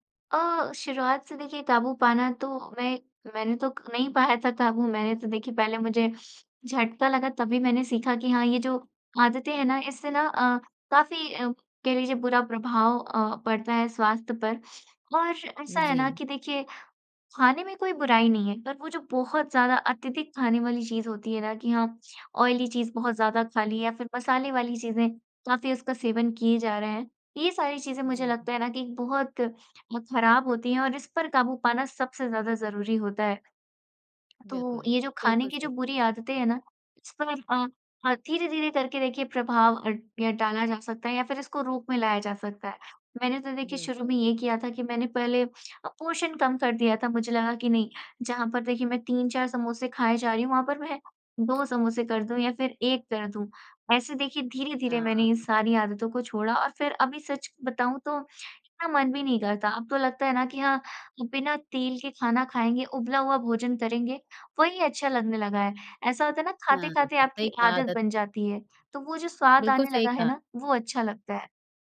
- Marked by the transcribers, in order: in English: "ऑयली"; tapping; in English: "पोर्शन"; laughing while speaking: "मैं"
- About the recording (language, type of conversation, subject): Hindi, podcast, खाने की बुरी आदतों पर आपने कैसे काबू पाया?